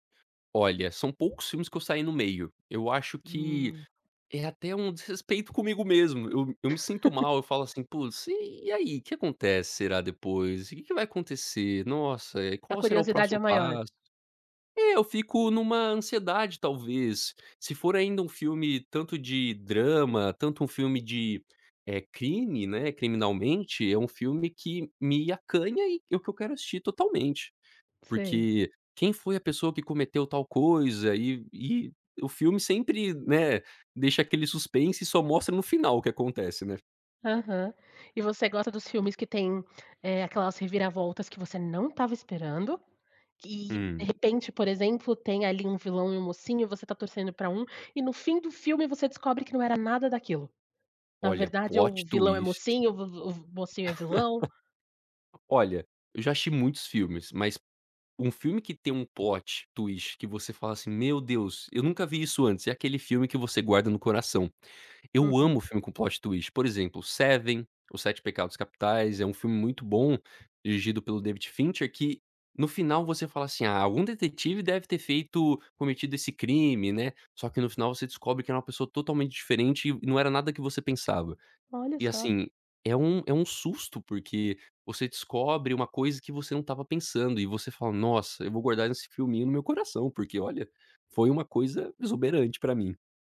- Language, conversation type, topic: Portuguese, podcast, Como você escolhe o que assistir numa noite livre?
- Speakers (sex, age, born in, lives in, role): female, 30-34, Brazil, Portugal, host; male, 18-19, United States, United States, guest
- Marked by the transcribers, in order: laugh; tapping; in English: "plot twist"; chuckle; in English: "plot twist"; in English: "plot twist"